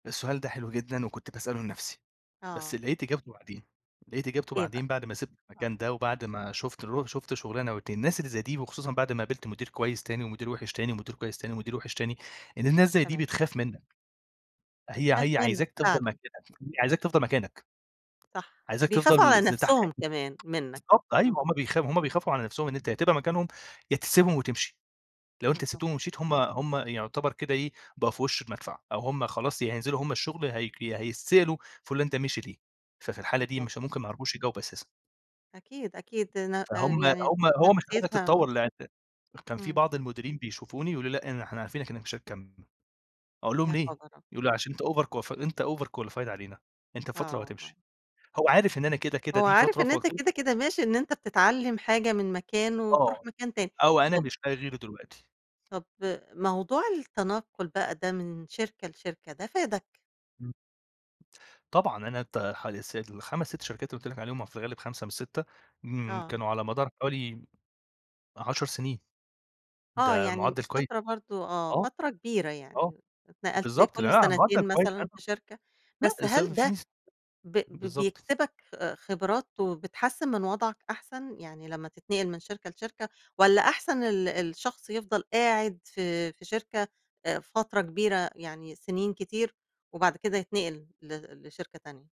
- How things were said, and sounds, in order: tsk; tapping; unintelligible speech; in English: "overqualif"; in English: "overqualified"; unintelligible speech; other background noise
- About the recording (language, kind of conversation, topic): Arabic, podcast, إيه نصيحتك لحد جديد حاسس إنه عالق ومش عارف يطلع من اللي هو فيه؟